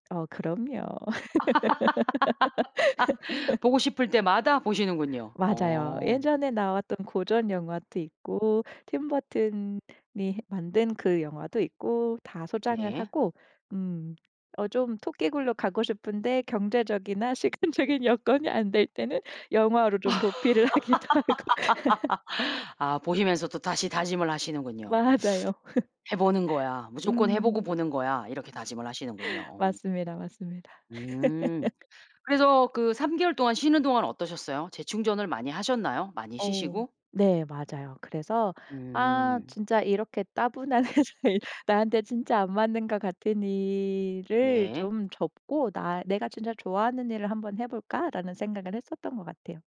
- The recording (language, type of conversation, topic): Korean, podcast, 좋아하는 이야기가 당신에게 어떤 영향을 미쳤나요?
- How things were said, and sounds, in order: tapping; laugh; laughing while speaking: "시간적인 여건이 안 될 때는"; laugh; laughing while speaking: "하기도 하고"; laugh; teeth sucking; laughing while speaking: "맞아요"; laugh; laugh; laughing while speaking: "일을"